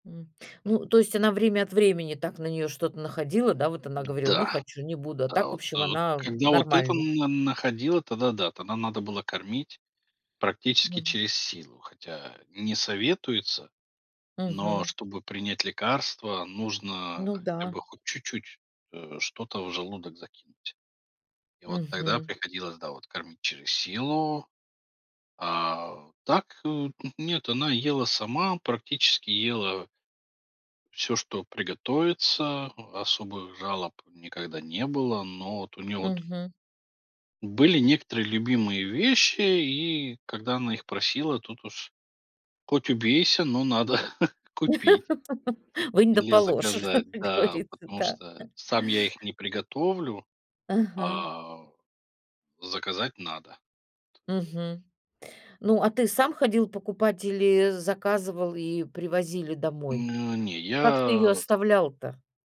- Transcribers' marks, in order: chuckle; laugh; tapping; laughing while speaking: "Вынь да положь, как говорится, да"
- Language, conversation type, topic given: Russian, podcast, Что важно помнить при приготовлении еды для пожилых людей?